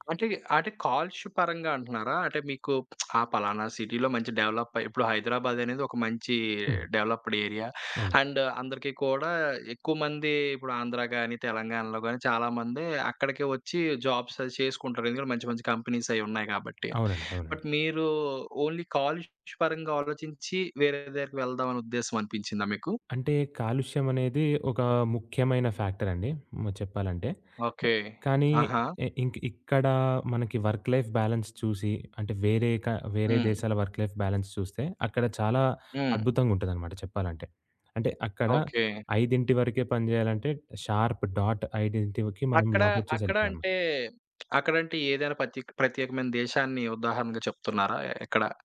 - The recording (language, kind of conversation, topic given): Telugu, podcast, విదేశీ లేదా ఇతర నగరంలో పని చేయాలని అనిపిస్తే ముందుగా ఏం చేయాలి?
- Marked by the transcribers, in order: tapping; lip smack; in English: "సిటీలో"; in English: "డెవలప్"; in English: "డెవలప్‌డ్ ఏరియా, అండ్"; in English: "జాబ్స్"; in English: "కంపెనీసయి"; in English: "బట్"; in English: "ఓన్లీ"; other background noise; in English: "వర్క్ లైఫ్ బ్యాలన్స్"; in English: "వర్క్ లైఫ్ బ్యాలెన్స్"; in English: "షార్ప్ డాట్"; in English: "లాగౌట్"; lip smack